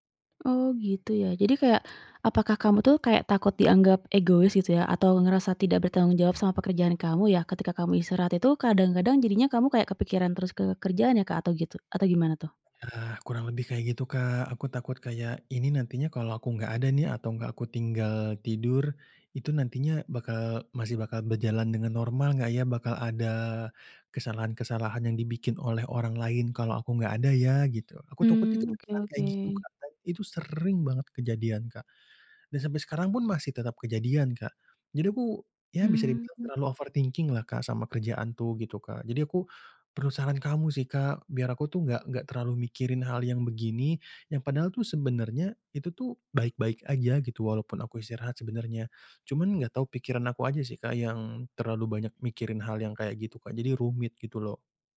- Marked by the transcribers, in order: other background noise; in English: "overthinking-lah"
- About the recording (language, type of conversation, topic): Indonesian, advice, Bagaimana saya bisa mengatur waktu istirahat atau me-time saat jadwal saya sangat padat?